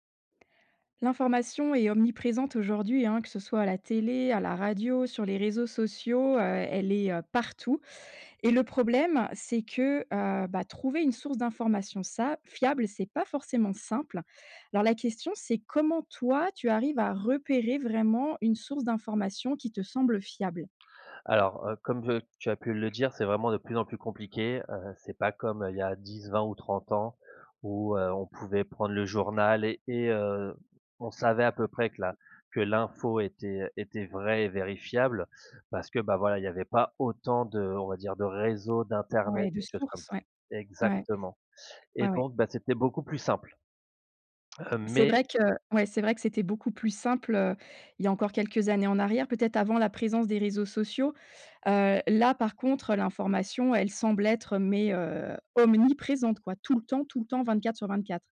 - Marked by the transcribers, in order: stressed: "omniprésente"
- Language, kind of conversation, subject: French, podcast, Comment repères-tu si une source d’information est fiable ?